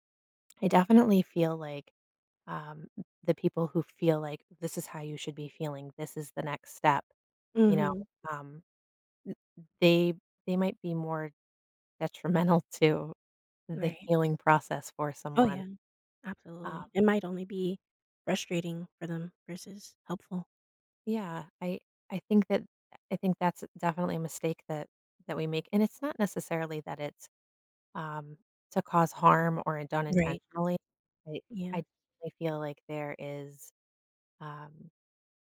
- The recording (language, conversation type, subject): English, unstructured, How can someone support a friend who is grieving?
- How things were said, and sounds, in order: laughing while speaking: "detrimental to"; other background noise